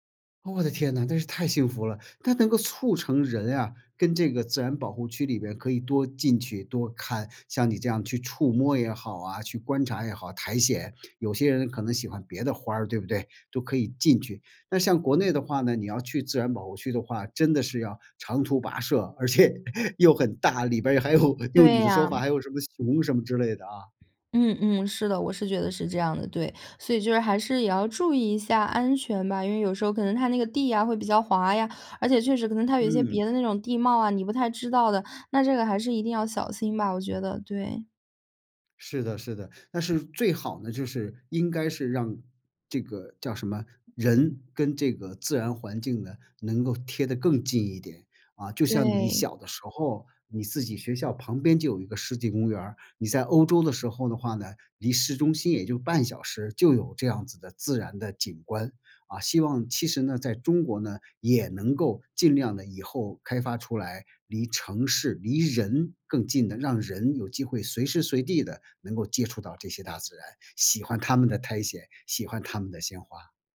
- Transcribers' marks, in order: laughing while speaking: "而且又很大，里边儿还有 用你的说法"
- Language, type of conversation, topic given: Chinese, podcast, 你最早一次亲近大自然的记忆是什么？